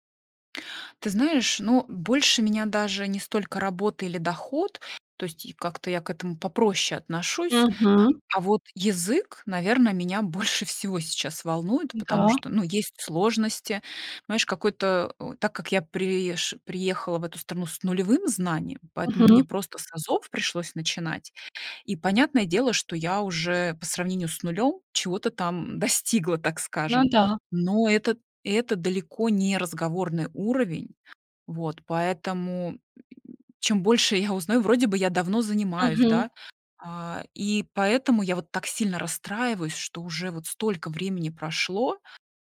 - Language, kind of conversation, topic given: Russian, advice, Как перестать постоянно сравнивать себя с друзьями и перестать чувствовать, что я отстаю?
- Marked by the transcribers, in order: laughing while speaking: "больше всего"; tapping; other background noise